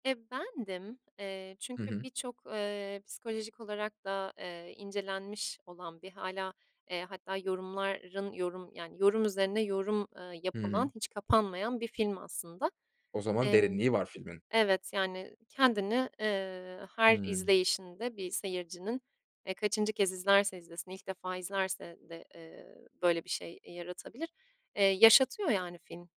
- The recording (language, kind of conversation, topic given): Turkish, podcast, Son izlediğin film seni nereye götürdü?
- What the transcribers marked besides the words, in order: other background noise; tapping